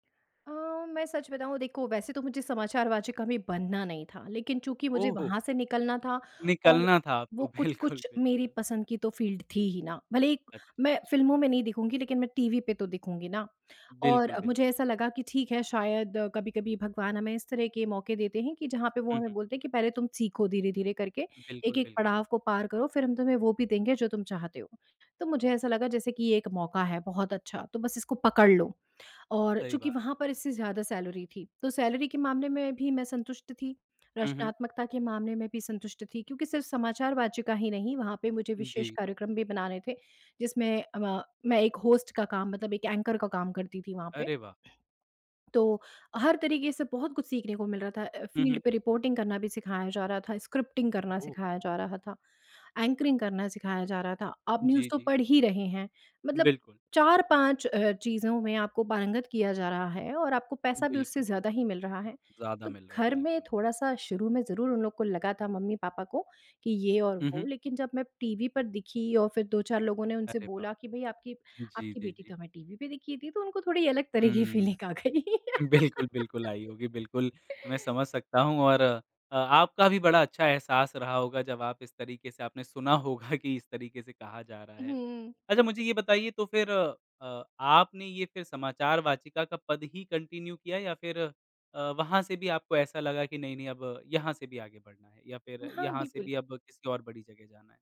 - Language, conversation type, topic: Hindi, podcast, आपने करियर बदलने का फैसला कैसे लिया?
- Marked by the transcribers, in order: laughing while speaking: "बिल्कुल, बिल्कुल"; in English: "फील्ड"; in English: "सैलरी"; in English: "सैलरी"; in English: "होस्ट"; in English: "एंकर"; in English: "फील्ड"; in English: "रिपोर्टिंग"; in English: "स्क्रिप्टिंग"; in English: "एंकरिंग"; in English: "न्यूज़"; laughing while speaking: "बिल्कुल"; laughing while speaking: "तरह की फीलिंग आ गई"; in English: "फीलिंग"; laugh; laughing while speaking: "होगा"; in English: "कंटिन्यू"